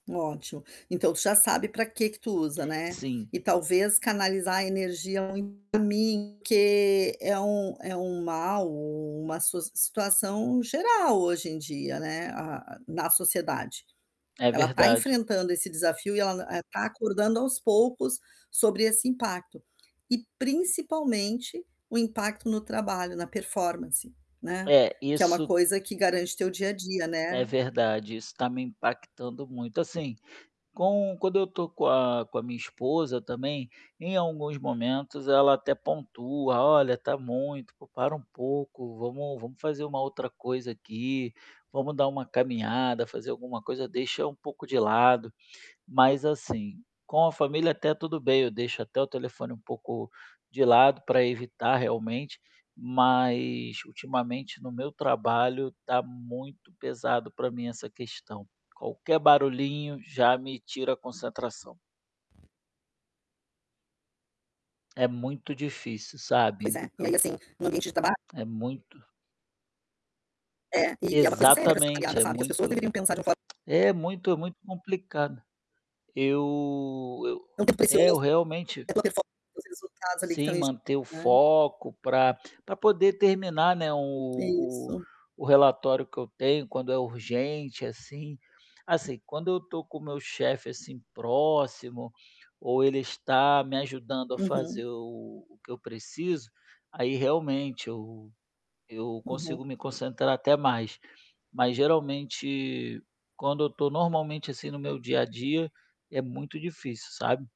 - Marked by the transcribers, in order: unintelligible speech; other background noise; tapping; mechanical hum; distorted speech; tongue click
- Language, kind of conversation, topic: Portuguese, advice, Como posso reduzir as distrações mentais constantes ao longo do dia?